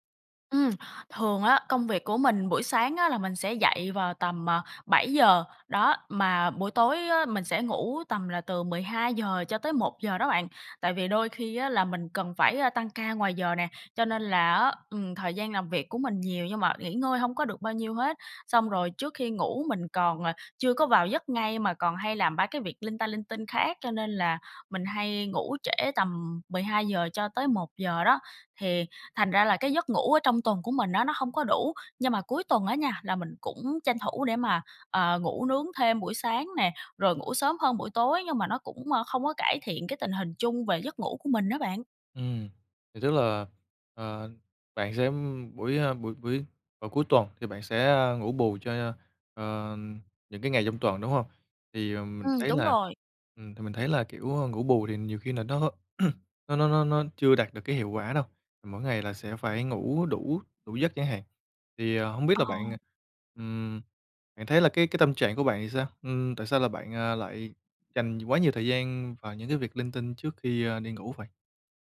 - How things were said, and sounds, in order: tapping; other background noise; throat clearing
- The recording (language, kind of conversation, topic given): Vietnamese, advice, Vì sao tôi vẫn mệt mỏi kéo dài dù ngủ đủ giấc và nghỉ ngơi cuối tuần mà không đỡ hơn?